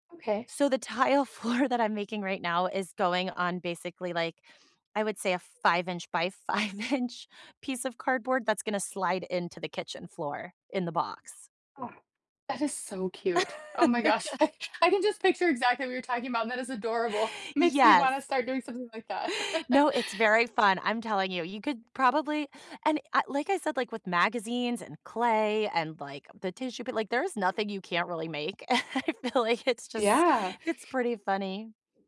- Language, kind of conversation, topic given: English, unstructured, What’s a fun activity you enjoy doing with close friends?
- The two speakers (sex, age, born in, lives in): female, 35-39, United States, United States; female, 50-54, United States, United States
- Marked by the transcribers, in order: tapping; laughing while speaking: "floor"; laughing while speaking: "five inch"; other background noise; laugh; laughing while speaking: "I can"; laughing while speaking: "adorable"; laugh; background speech; laugh; laughing while speaking: "I feel like it's just"